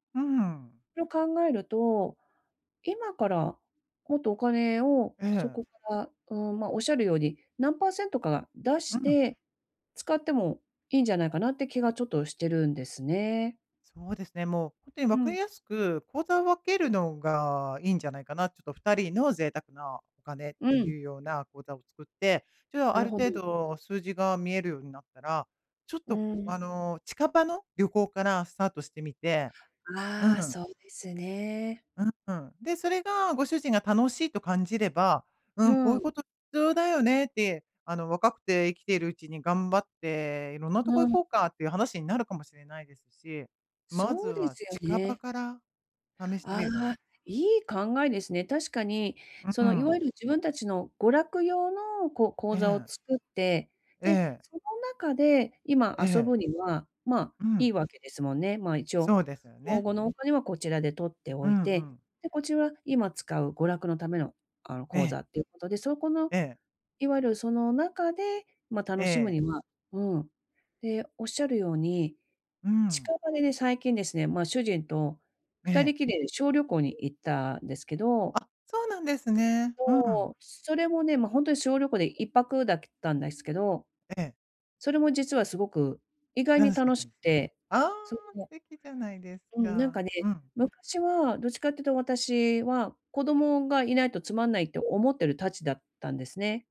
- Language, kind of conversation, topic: Japanese, advice, 長期計画がある中で、急な変化にどう調整すればよいですか？
- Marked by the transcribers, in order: other background noise